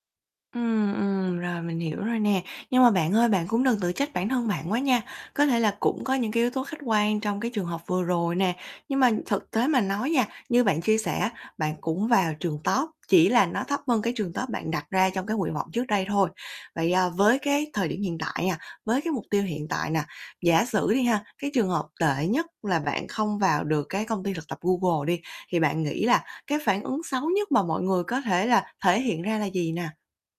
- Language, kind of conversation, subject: Vietnamese, advice, Nỗi sợ thất bại đang ảnh hưởng như thế nào đến mối quan hệ của bạn với gia đình hoặc bạn bè?
- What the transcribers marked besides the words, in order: other background noise; tapping